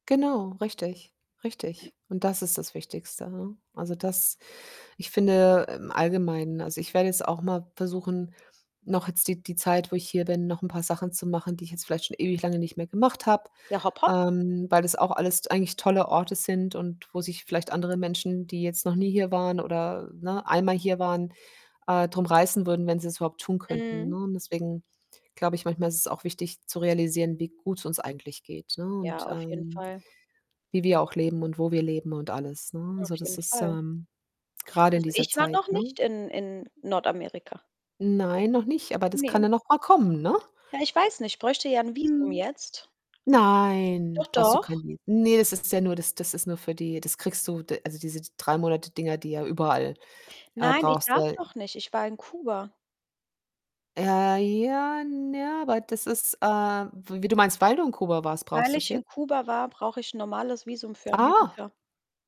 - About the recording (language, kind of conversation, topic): German, unstructured, Was ist dein liebster Ort, um dem Alltag zu entfliehen?
- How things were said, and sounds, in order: throat clearing; other background noise; distorted speech; drawn out: "Nein"; surprised: "Ah"